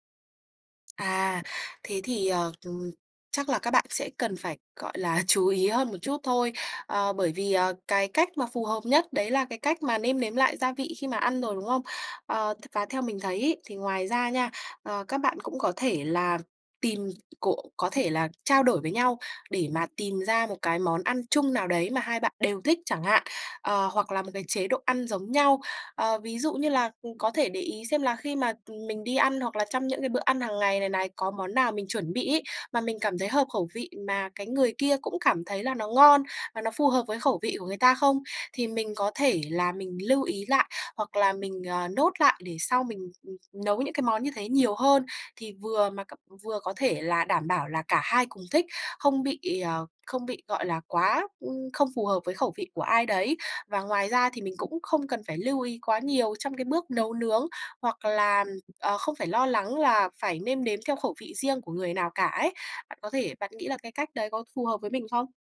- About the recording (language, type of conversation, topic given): Vietnamese, advice, Làm sao để cân bằng chế độ ăn khi sống chung với người có thói quen ăn uống khác?
- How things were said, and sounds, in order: other background noise; tapping; in English: "note"